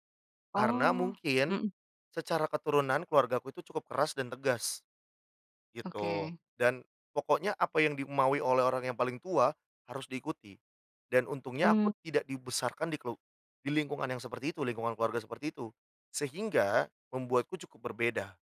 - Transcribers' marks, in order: drawn out: "Oh"; tapping
- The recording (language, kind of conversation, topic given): Indonesian, podcast, Pernahkah kamu pulang ke kampung untuk menelusuri akar keluargamu?
- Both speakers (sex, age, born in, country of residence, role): female, 30-34, Indonesia, Indonesia, host; male, 30-34, Indonesia, Indonesia, guest